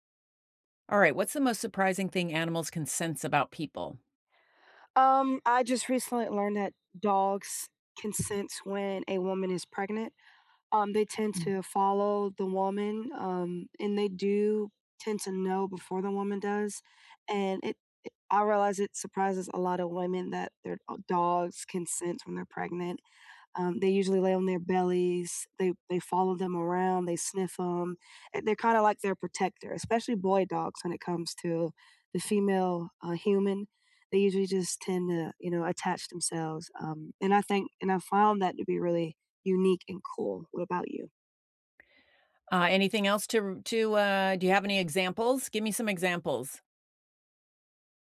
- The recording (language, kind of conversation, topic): English, unstructured, What is the most surprising thing animals can sense about people?
- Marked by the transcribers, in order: other background noise